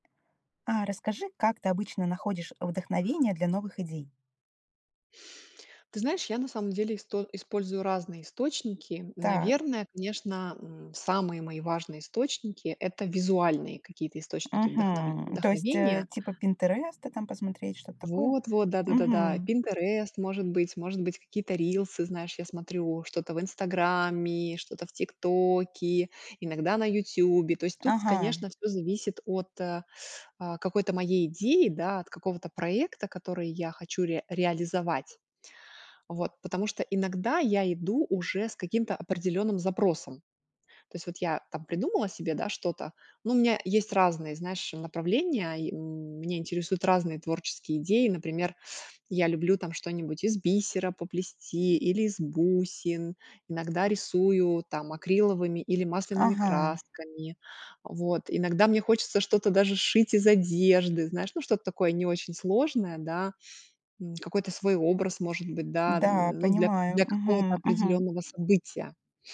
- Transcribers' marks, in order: tapping; other background noise; teeth sucking
- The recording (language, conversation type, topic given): Russian, podcast, Как вы обычно находите вдохновение для новых идей?